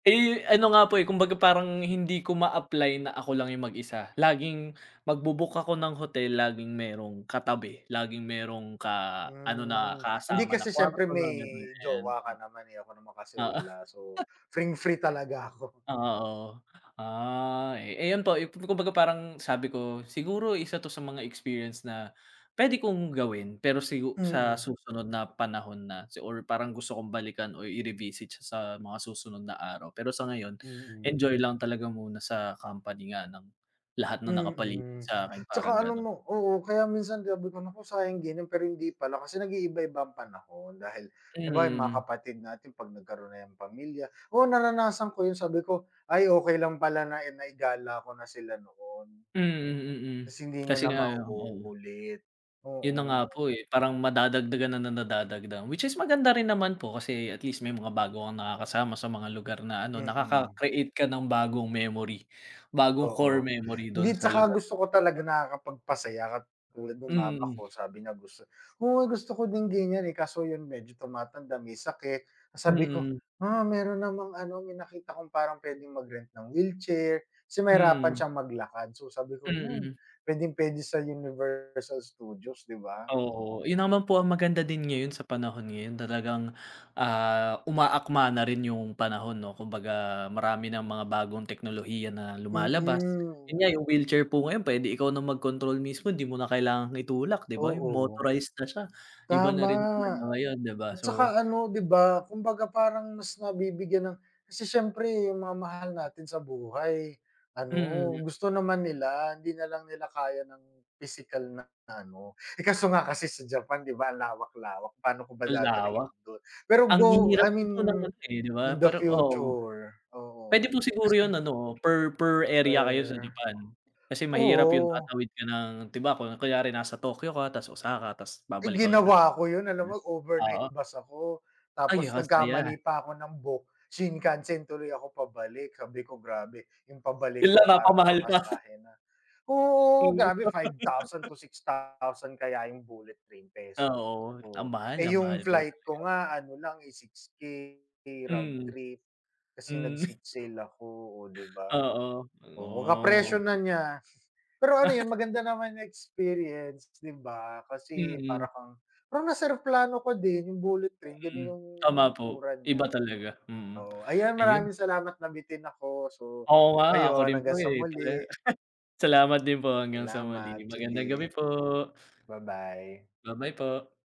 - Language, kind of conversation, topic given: Filipino, unstructured, Paano mo pinipili ang mga destinasyong bibisitahin mo?
- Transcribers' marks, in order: laughing while speaking: "Oo"; laugh; laugh; laughing while speaking: "Mm"; laugh; laugh